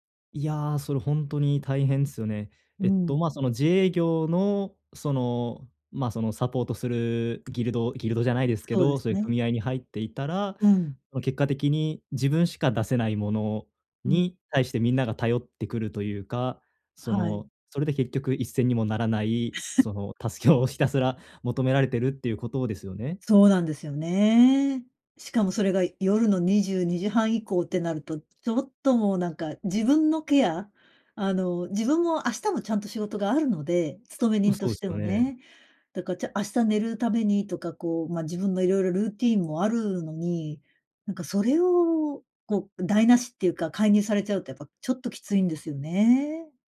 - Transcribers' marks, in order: laughing while speaking: "助けをひたすら"; laugh
- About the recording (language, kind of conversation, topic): Japanese, advice, 他者の期待と自己ケアを両立するには、どうすればよいですか？